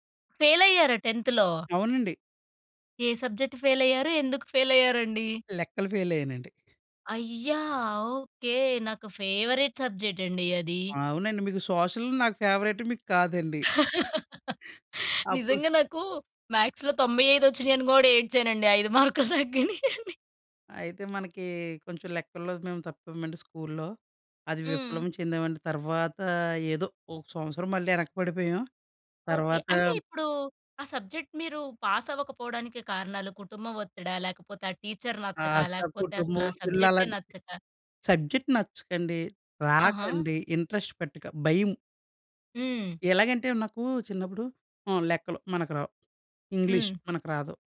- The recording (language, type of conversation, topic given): Telugu, podcast, స్కూల్‌లో మీరు ఎదుర్కొన్న ఒక పెద్ద విఫలత గురించి చెప్పగలరా?
- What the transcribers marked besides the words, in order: in English: "టెంత్‌లో?"; in English: "సబ్జెక్ట్"; in English: "ఫేవరైట్ సబ్జెక్ట్"; in English: "సోషల్"; in English: "ఫేవరైట్"; giggle; in English: "మ్యాథ్స్‌లో"; giggle; other background noise; tapping; in English: "సబ్జెక్ట్"; in English: "పాస్"; in English: "సబ్జెక్ట్"; in English: "ఇంట్రెస్ట్"